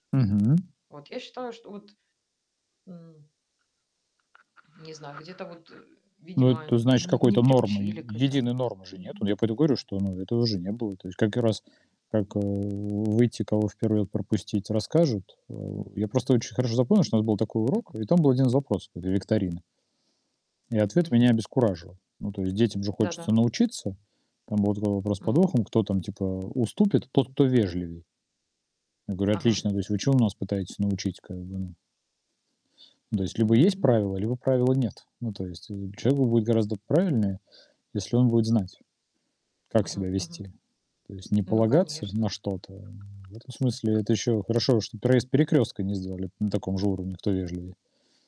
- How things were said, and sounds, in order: mechanical hum; static; other background noise; tapping
- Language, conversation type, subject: Russian, unstructured, Какие качества в людях ты ценишь больше всего?